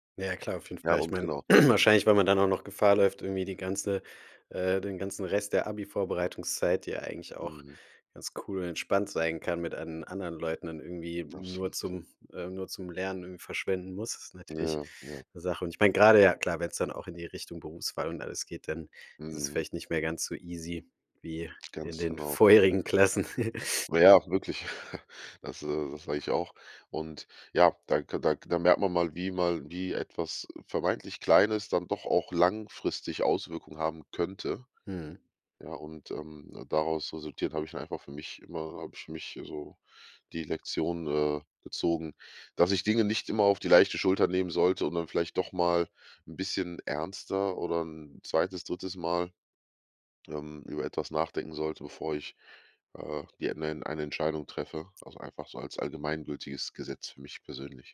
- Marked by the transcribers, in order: throat clearing; tapping; chuckle
- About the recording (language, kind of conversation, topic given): German, podcast, Was hilft dir, aus einem Fehler eine Lektion zu machen?